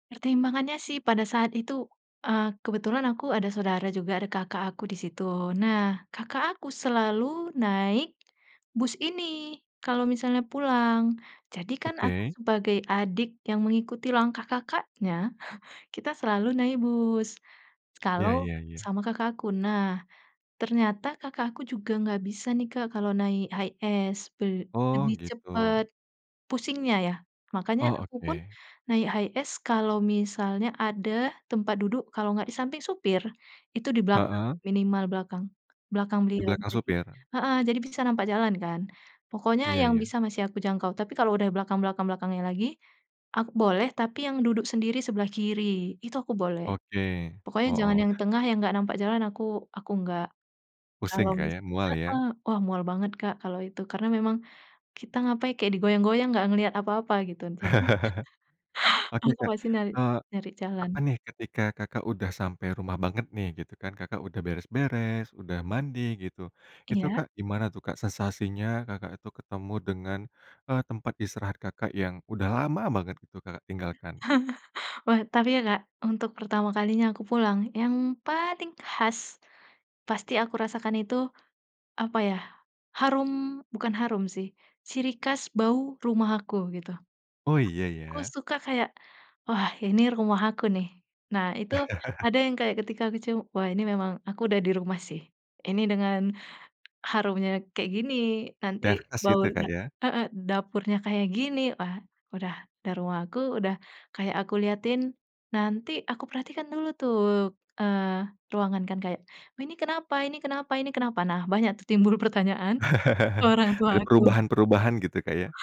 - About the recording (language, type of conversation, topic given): Indonesian, podcast, Bagaimana rasanya pulang ke rumah setelah menjalani hari yang panjang?
- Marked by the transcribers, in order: chuckle; chuckle; laugh; other background noise; chuckle; tapping; chuckle